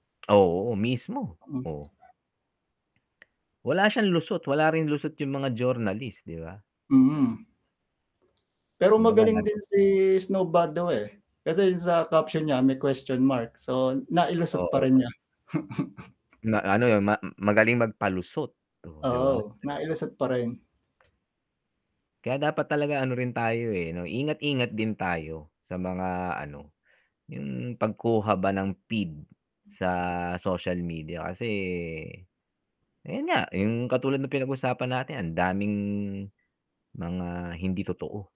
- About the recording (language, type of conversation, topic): Filipino, unstructured, Ano ang palagay mo sa epekto ng midyang panlipunan sa balita ngayon?
- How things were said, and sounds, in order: static; chuckle